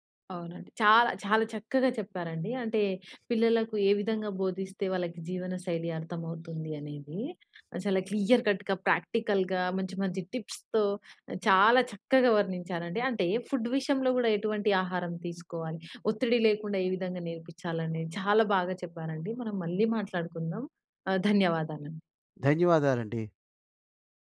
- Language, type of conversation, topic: Telugu, podcast, పిల్లలకు అర్థమయ్యేలా సరళ జీవనశైలి గురించి ఎలా వివరించాలి?
- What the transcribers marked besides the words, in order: stressed: "చాలా"; in English: "క్లియర్‌కట్‌గా, ప్రాక్టికల్‌గా"; in English: "టిప్స్‌తో"; in English: "ఫుడ్"; stressed: "చాలా"